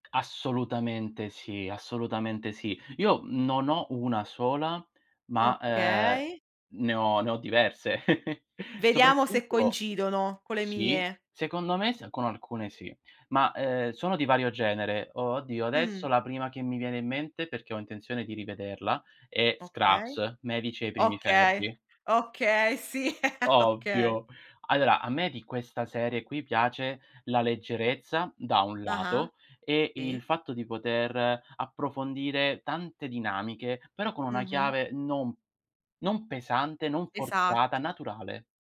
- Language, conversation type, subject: Italian, unstructured, Qual è la serie TV che non ti stanchi mai di vedere?
- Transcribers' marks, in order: tapping; drawn out: "eh"; drawn out: "Okay"; chuckle; other background noise; drawn out: "Mh"; laugh; stressed: "Ovvio"